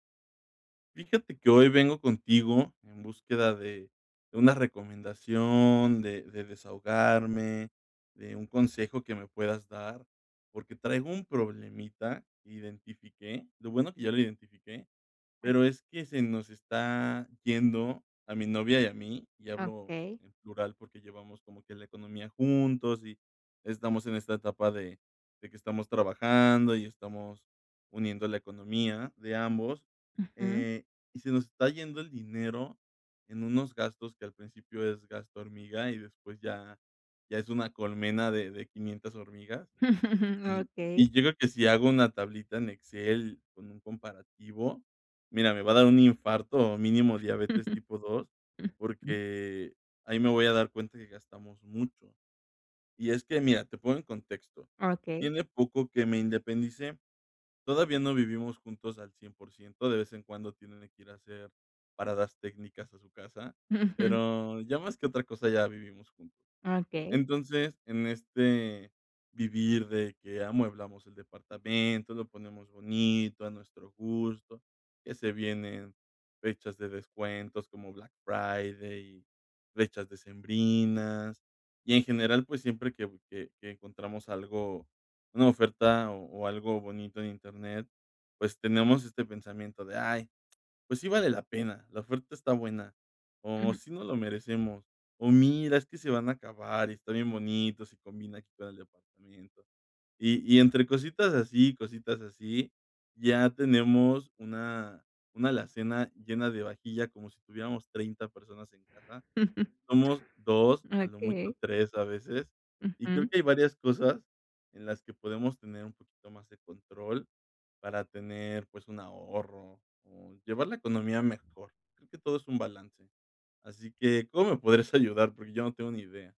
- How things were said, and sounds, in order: other background noise; chuckle; chuckle; laughing while speaking: "Ujú"; chuckle
- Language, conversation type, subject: Spanish, advice, ¿Cómo puedo comprar lo que necesito sin salirme de mi presupuesto?